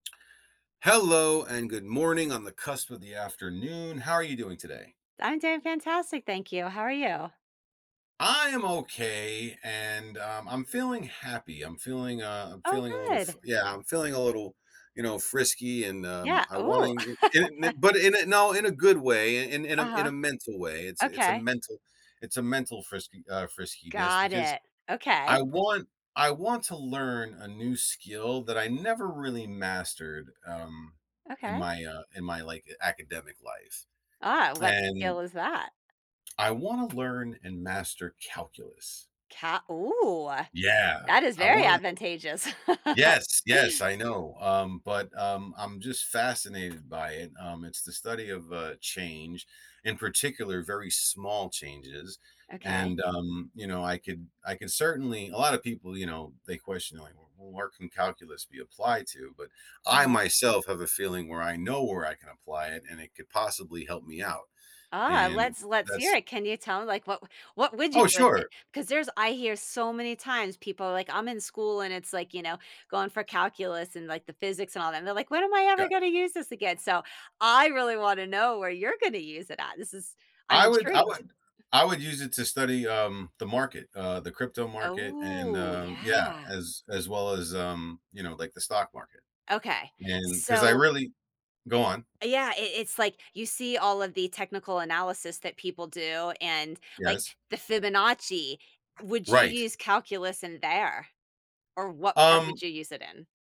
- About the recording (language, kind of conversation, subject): English, advice, How can I celebrate my achievement and keep improving after learning a new skill?
- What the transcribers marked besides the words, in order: tapping; laugh; laugh; other background noise; put-on voice: "When am I ever gonna use this again?"; drawn out: "Oh"